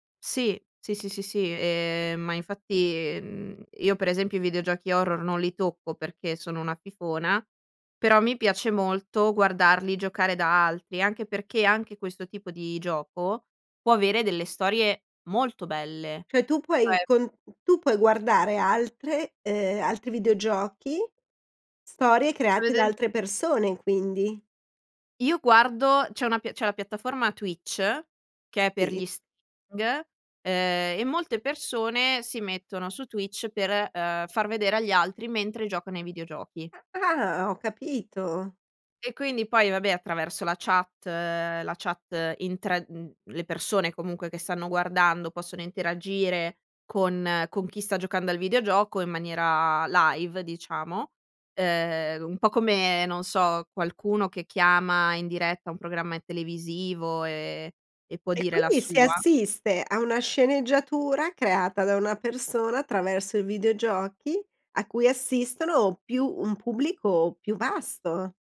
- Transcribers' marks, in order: other background noise; unintelligible speech; in English: "streaming"; in English: "live"
- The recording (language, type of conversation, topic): Italian, podcast, Raccontami di un hobby che ti fa perdere la nozione del tempo?